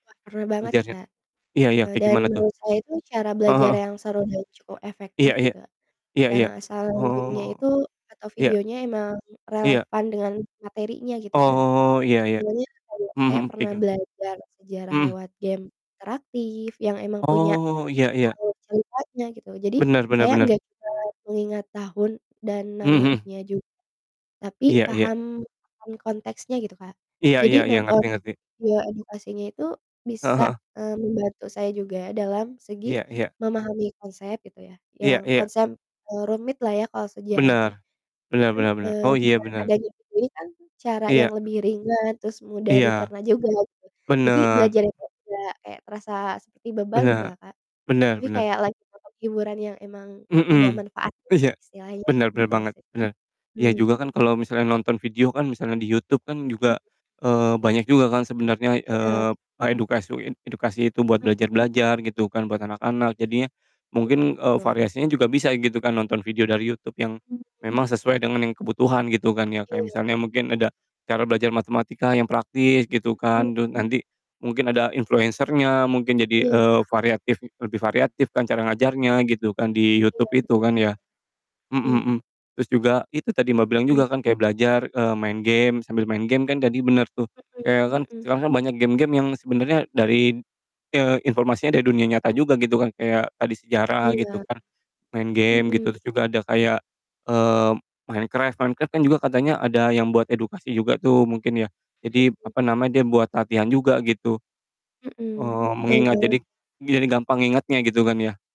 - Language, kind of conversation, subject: Indonesian, unstructured, Menurut kamu, bagaimana cara membuat belajar jadi lebih menyenangkan?
- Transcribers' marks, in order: distorted speech; static; unintelligible speech; other background noise